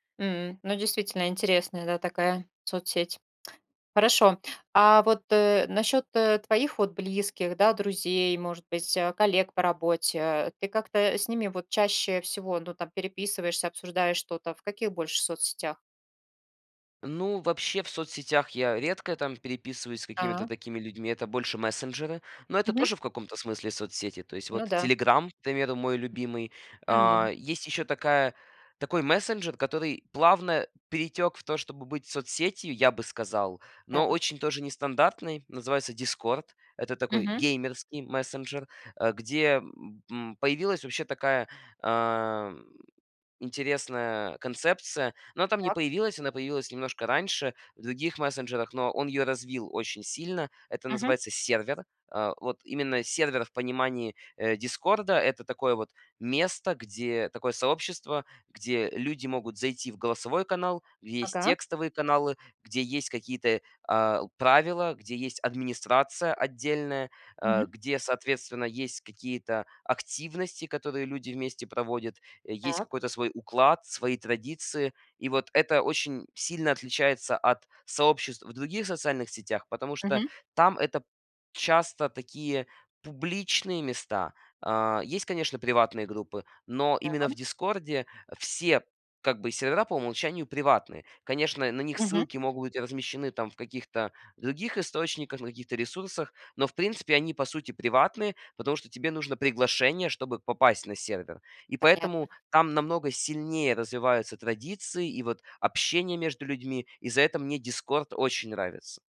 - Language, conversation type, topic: Russian, podcast, Сколько времени в день вы проводите в социальных сетях и зачем?
- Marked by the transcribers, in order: none